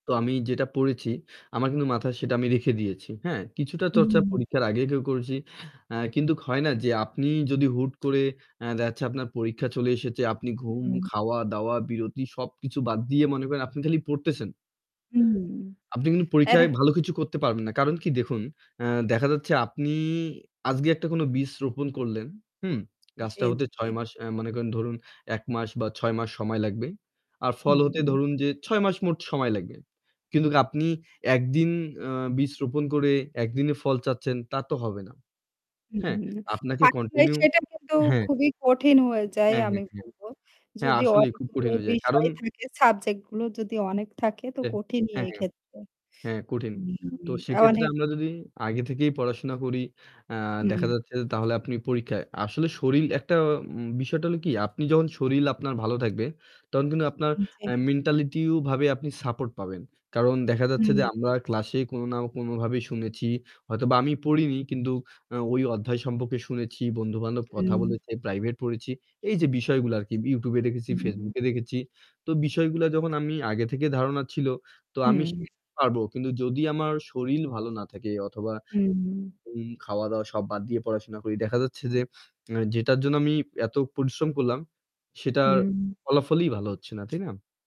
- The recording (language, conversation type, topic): Bengali, unstructured, কীভাবে পরীক্ষার চাপ কমানো যায়?
- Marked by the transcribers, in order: static; tapping; "আজকে" said as "আজগে"; other background noise; unintelligible speech; distorted speech